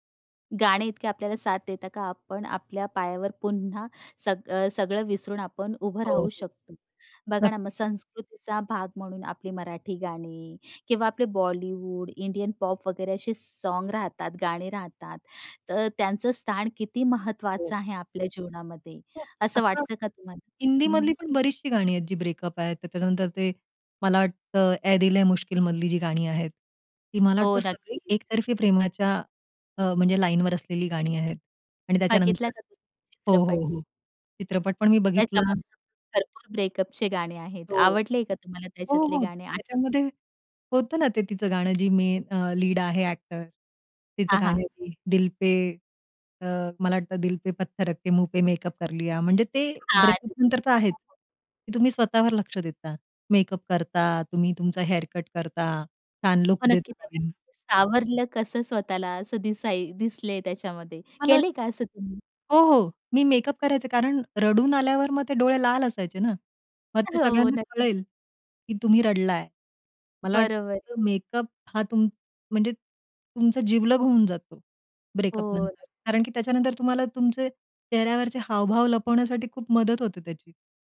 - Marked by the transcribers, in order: in English: "इंडियन"; in English: "सॉन्ग"; in English: "ब्रेकअप"; other background noise; in English: "ब्रेकअपचे"; tapping; in English: "मेन"; in English: "लीड"; in Hindi: "दिल पे"; in Hindi: "दिल पे पत्थर रख के मुँह पे मेकअप कर लिया"; in English: "ब्रेकअपनंतर"; unintelligible speech; unintelligible speech; in English: "ब्रेकअपनंतर"
- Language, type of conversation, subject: Marathi, podcast, ब्रेकअपनंतर संगीत ऐकण्याच्या तुमच्या सवयींमध्ये किती आणि कसा बदल झाला?